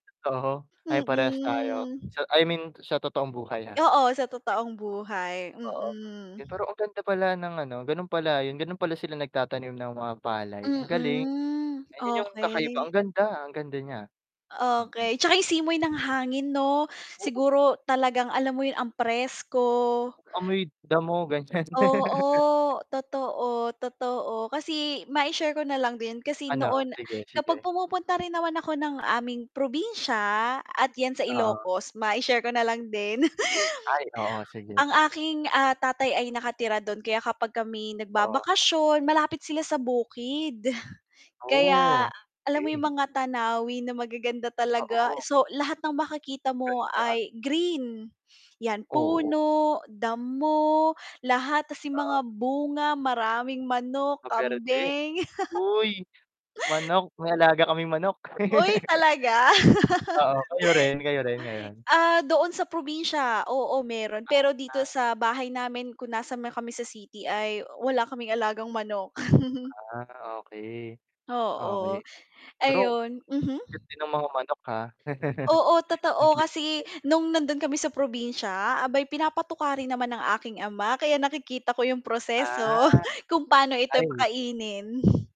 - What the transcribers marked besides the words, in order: drawn out: "Mm"; mechanical hum; static; distorted speech; other background noise; laugh; chuckle; drawn out: "Okay"; chuckle; unintelligible speech; wind; laugh; laugh; laugh; exhale
- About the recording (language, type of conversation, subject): Filipino, unstructured, Ano ang pinaka-kakaibang tanawin na nakita mo sa iyong mga paglalakbay?